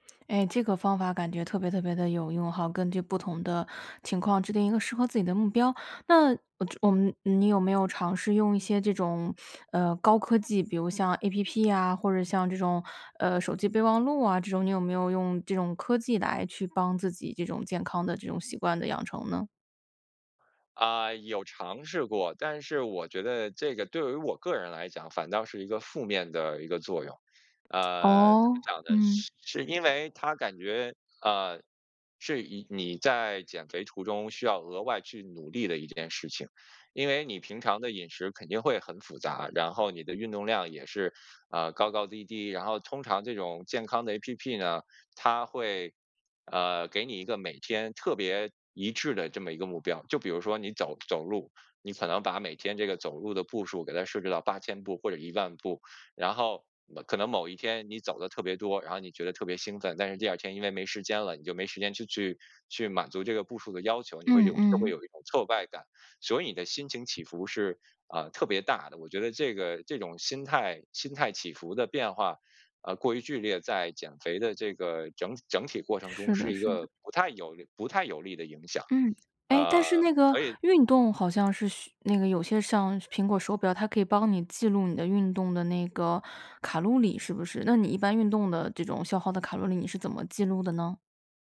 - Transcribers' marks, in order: other background noise; other noise
- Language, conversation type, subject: Chinese, podcast, 平常怎么开始一段新的健康习惯？